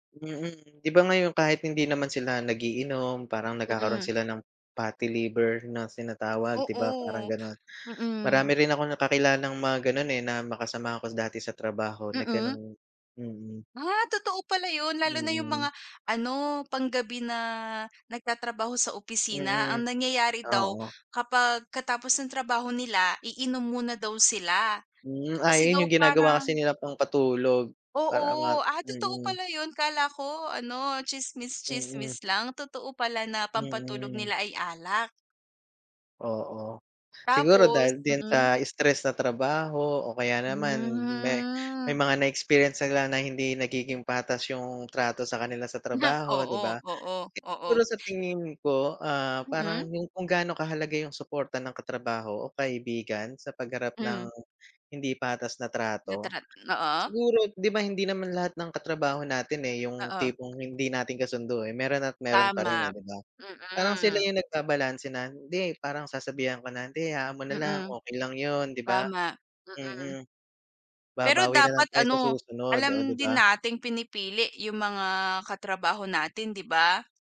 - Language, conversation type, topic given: Filipino, unstructured, Paano mo hinaharap ang hindi patas na pagtrato sa trabaho?
- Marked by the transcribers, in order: in English: "fatty liver"; drawn out: "Hmm"; chuckle